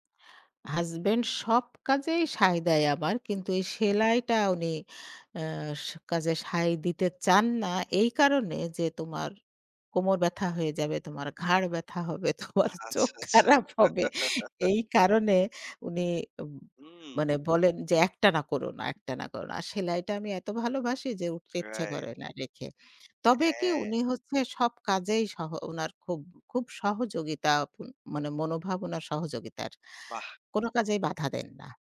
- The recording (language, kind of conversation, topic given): Bengali, podcast, আপনার সৃজনশীলতার প্রথম স্মৃতি কী?
- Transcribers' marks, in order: laughing while speaking: "তোমার চোখ খারাপ হবে"; laugh; tapping